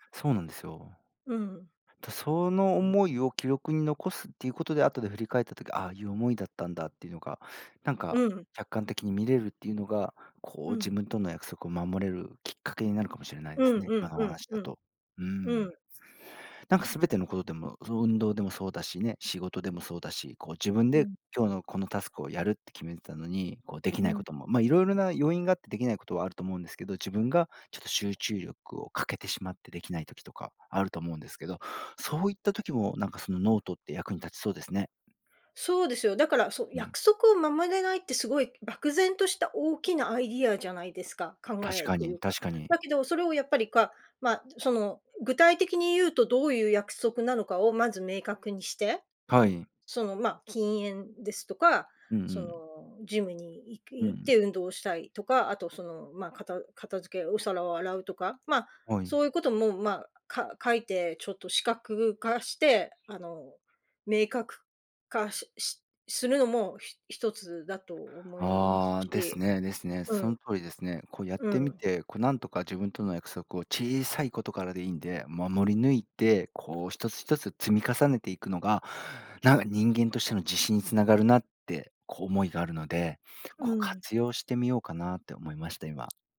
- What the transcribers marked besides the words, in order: other background noise
- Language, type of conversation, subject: Japanese, advice, 自分との約束を守れず、目標を最後までやり抜けないのはなぜですか？